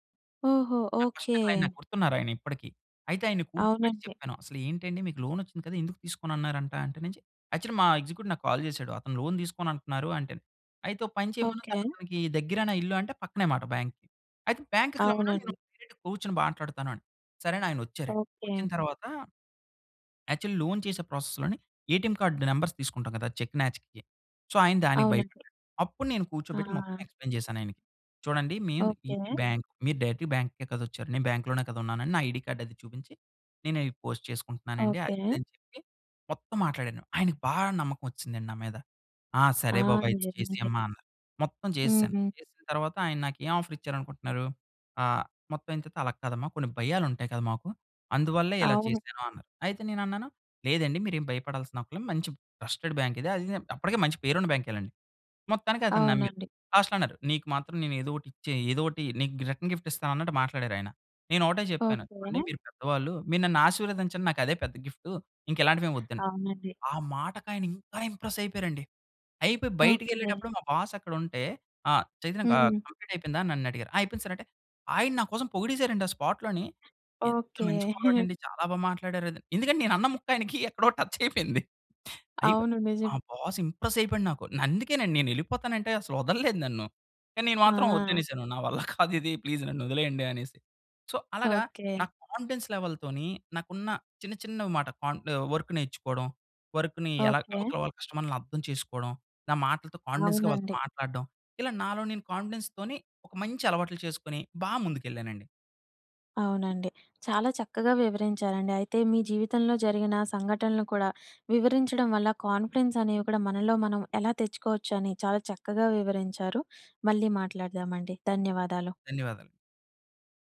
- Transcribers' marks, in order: in English: "ఫస్ట్ క్లయింట్"; in English: "లోన్"; in English: "యాక్చువల్లి"; in English: "ఎగ్జిక్యూటివ్"; in English: "కాల్"; in English: "లోన్"; in English: "బ్యాంక్‌కి"; in English: "బ్యాంక్‌కి"; in English: "డైరెక్ట్"; in English: "యాక్చువలి లోన్"; in English: "ప్రాసెస్‌లోని, ఏటీఎం కార్డ్ నంబర్స్"; in English: "చెక్ మ్యాచ్‌కి. సో"; in English: "ఎక్స్‌ప్లయిన్"; in English: "బ్యాంక్"; in English: "డైరెక్ట్‌గా బ్యాంక్‌కే"; in English: "బ్యాంక్‌లోనే"; in English: "ఐడీ కార్డ్"; in English: "పోస్ట్"; other background noise; in English: "ఆఫర్"; in English: "ట్రస్టెడ్ బ్యాంక్"; in English: "లాస్ట్‌లో"; in English: "రిటర్న్ గిఫ్ట్"; in English: "ఇంప్రెస్"; in English: "బాస్"; in English: "కంప్లీట్"; in English: "సార్"; chuckle; in English: "స్పాట్‌లోని"; laughing while speaking: "ఎక్కడో టచ్ అయిపోయింది"; in English: "టచ్"; in English: "బాస్ ఇంప్రెస్"; laughing while speaking: "నా వల్ల కాదు ఇది ప్లీజ్ నన్ను వదిలేయండి"; in English: "ప్లీజ్"; in English: "సో"; in English: "కాన్ఫిడెన్స్ లెవెల్‌తోని"; in English: "వర్క్"; in English: "వర్క్‌ని"; in English: "కాన్ఫిడెన్స్‌గా"; in English: "కాన్ఫిడెన్స్"; tapping; in English: "కాన్ఫిడెన్స్"
- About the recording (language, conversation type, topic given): Telugu, podcast, రోజువారీ ఆత్మవిశ్వాసం పెంచే చిన్న అలవాట్లు ఏవి?